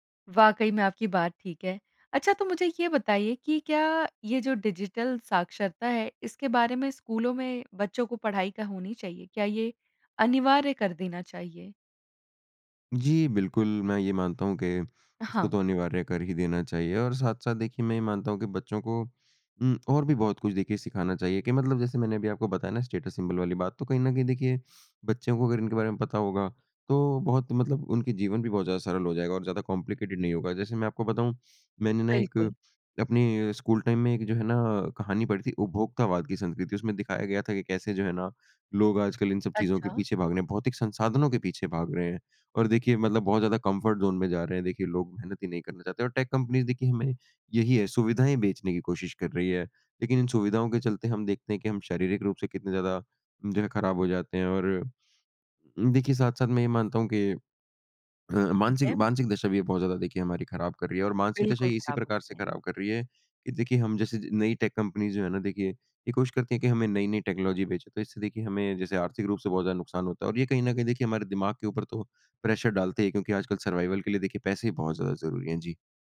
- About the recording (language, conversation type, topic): Hindi, podcast, नयी तकनीक अपनाने में आपके अनुसार सबसे बड़ी बाधा क्या है?
- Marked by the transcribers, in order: tapping; in English: "स्टेटस सिंबल"; in English: "कॉम्प्लिकेटेड"; in English: "टाइम"; in English: "कम्फ़र्ट ज़ोन"; in English: "टेक कम्पनीज़"; in English: "टेक कम्पनीज़"; in English: "टेक्नोलॉजी"; in English: "प्रेशर"; in English: "सर्वाइवल"